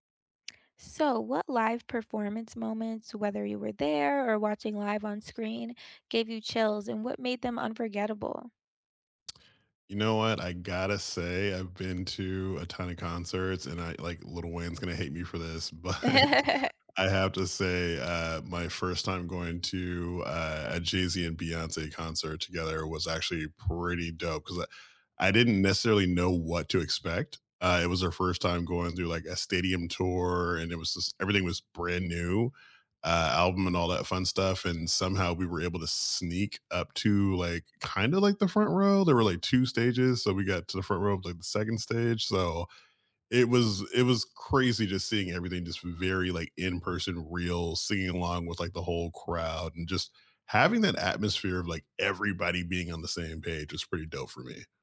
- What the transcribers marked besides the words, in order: chuckle; tapping
- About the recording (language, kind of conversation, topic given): English, unstructured, What live performance moments—whether you were there in person or watching live on screen—gave you chills, and what made them unforgettable?